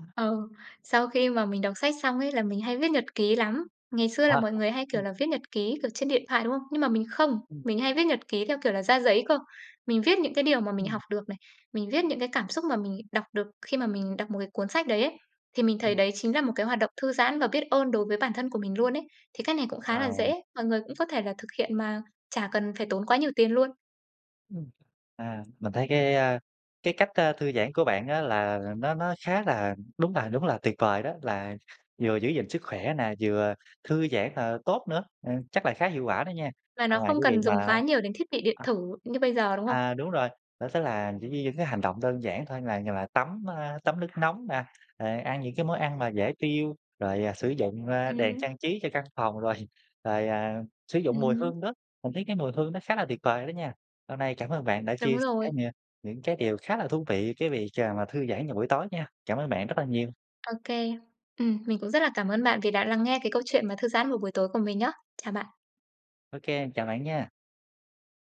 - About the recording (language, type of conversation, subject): Vietnamese, podcast, Buổi tối thư giãn lý tưởng trong ngôi nhà mơ ước của bạn diễn ra như thế nào?
- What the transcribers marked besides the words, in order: tapping; other background noise; laughing while speaking: "rồi"